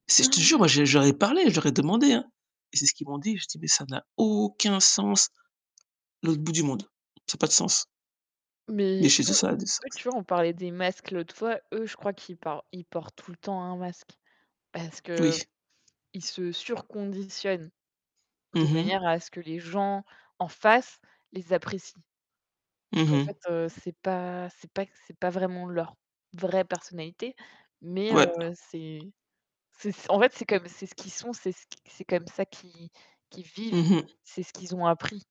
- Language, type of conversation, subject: French, unstructured, Comment parlez-vous de vos émotions avec les autres ?
- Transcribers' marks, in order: gasp; stressed: "aucun"; tapping; distorted speech; other noise; stressed: "en face"; stressed: "vraie"